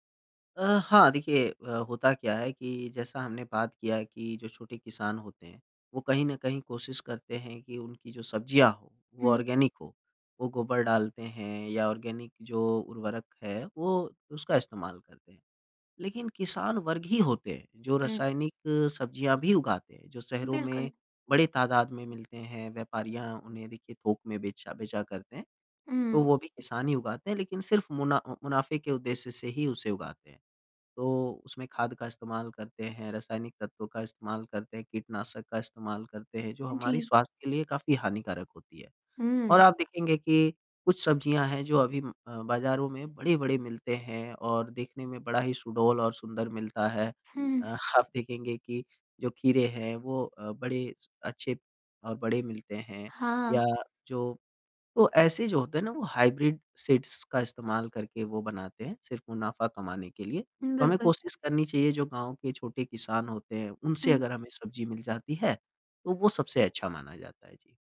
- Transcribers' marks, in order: in English: "ऑर्गेनिक"; in English: "ऑर्गेनिक"; "आप" said as "हाप"; in English: "हाइब्रिड सीड्स"
- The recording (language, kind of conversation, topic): Hindi, podcast, क्या आपने कभी किसान से सीधे सब्ज़ियाँ खरीदी हैं, और आपका अनुभव कैसा रहा?